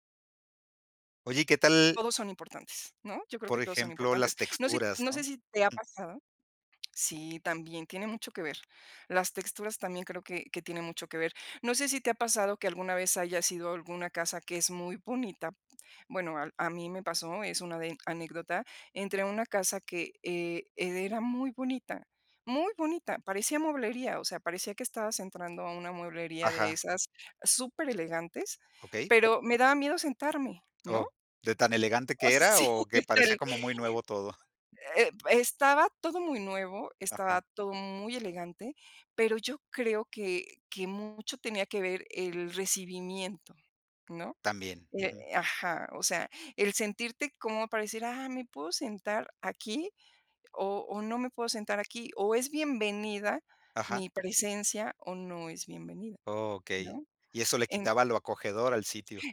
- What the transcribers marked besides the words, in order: laughing while speaking: "sí"
- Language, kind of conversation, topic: Spanish, podcast, ¿Qué haces para que tu hogar se sienta acogedor?